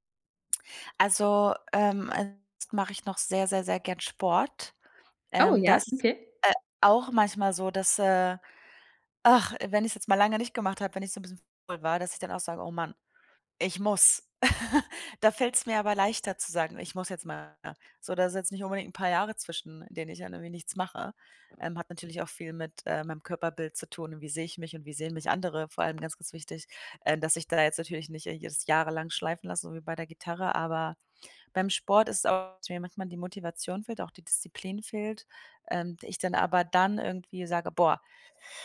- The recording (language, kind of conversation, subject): German, advice, Wie kann ich mein Pflichtgefühl in echte innere Begeisterung verwandeln?
- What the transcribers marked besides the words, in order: chuckle; other background noise